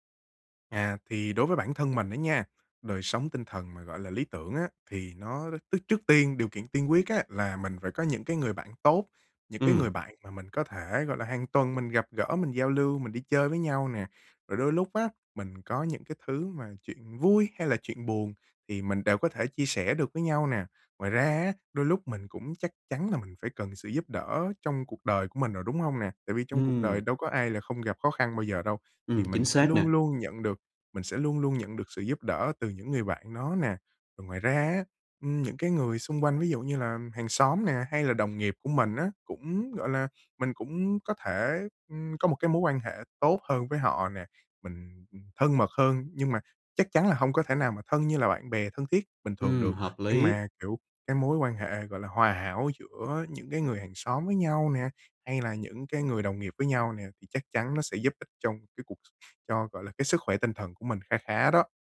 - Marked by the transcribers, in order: tapping; other background noise
- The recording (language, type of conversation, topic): Vietnamese, advice, Bạn đang cảm thấy cô đơn và thiếu bạn bè sau khi chuyển đến một thành phố mới phải không?
- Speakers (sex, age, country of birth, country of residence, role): male, 20-24, Vietnam, Germany, user; male, 25-29, Vietnam, Vietnam, advisor